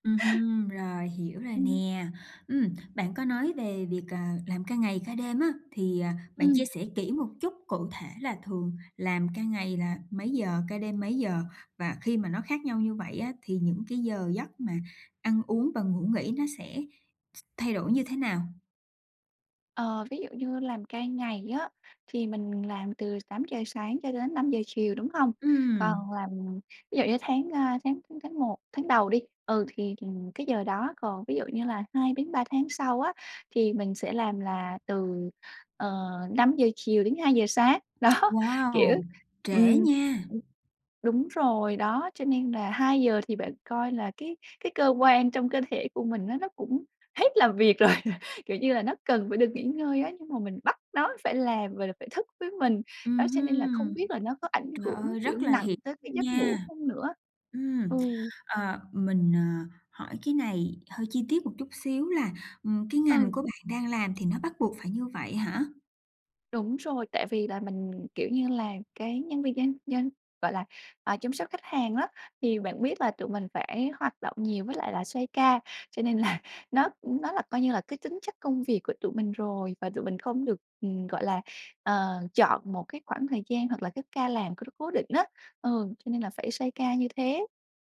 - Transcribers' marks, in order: tapping; other background noise; laughing while speaking: "Đó"; tsk; laughing while speaking: "rồi"; laughing while speaking: "là"
- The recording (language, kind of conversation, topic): Vietnamese, advice, Làm thế nào để cải thiện chất lượng giấc ngủ và thức dậy tràn đầy năng lượng hơn?